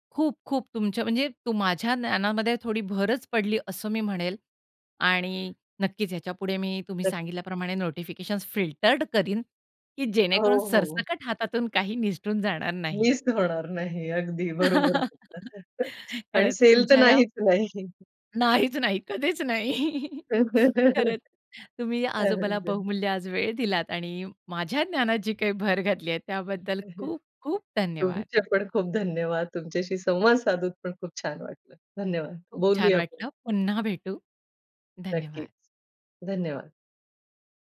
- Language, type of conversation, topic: Marathi, podcast, सूचनांवर तुम्ही नियंत्रण कसे ठेवता?
- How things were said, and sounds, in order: in English: "फिल्टर्ड"; joyful: "जेणेकरून सरसकट हातातून काही निसटून जाणार नाही"; laugh; laughing while speaking: "बरोबर बोलतात"; chuckle; laughing while speaking: "नाहीच नाही, कधीच नाही"; laugh; chuckle; tapping; other background noise; chuckle; stressed: "संवाद"